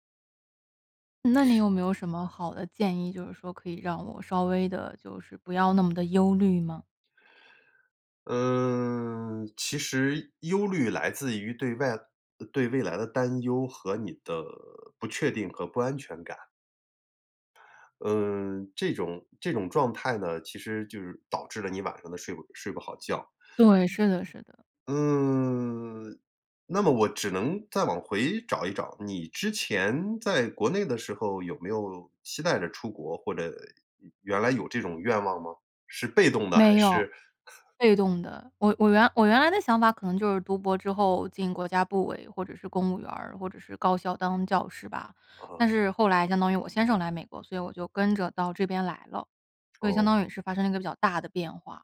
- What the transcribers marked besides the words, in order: sniff; chuckle
- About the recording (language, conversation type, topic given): Chinese, advice, 夜里失眠时，我总会忍不住担心未来，怎么才能让自己平静下来不再胡思乱想？